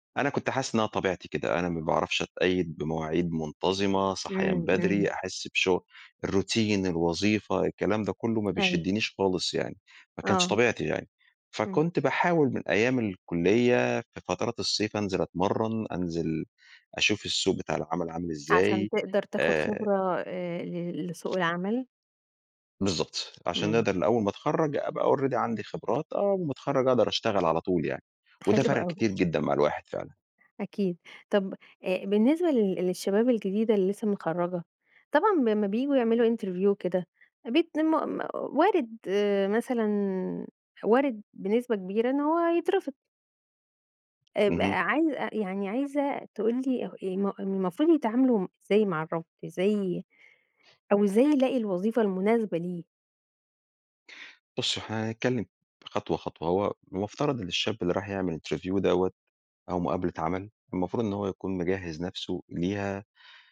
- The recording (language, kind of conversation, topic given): Arabic, podcast, إيه نصيحتك للخريجين الجدد؟
- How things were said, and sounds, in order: in English: "الروتين"; other background noise; in English: "already"; chuckle; in English: "interview"; in English: "interview"